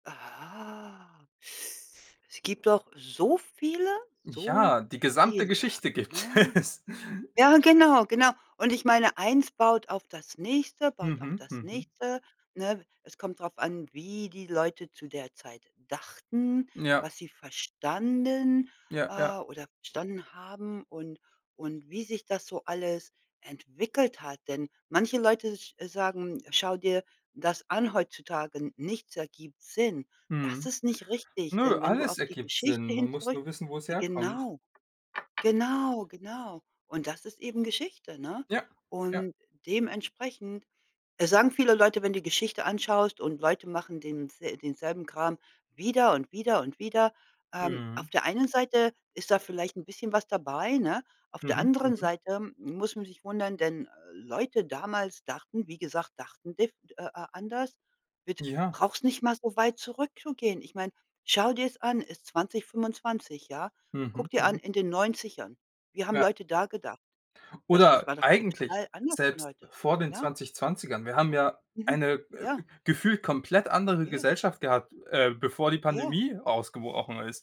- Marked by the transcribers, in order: drawn out: "Ah"; laughing while speaking: "es"; tapping
- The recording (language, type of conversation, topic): German, unstructured, Warum denkst du, dass Geschichte für uns wichtig ist?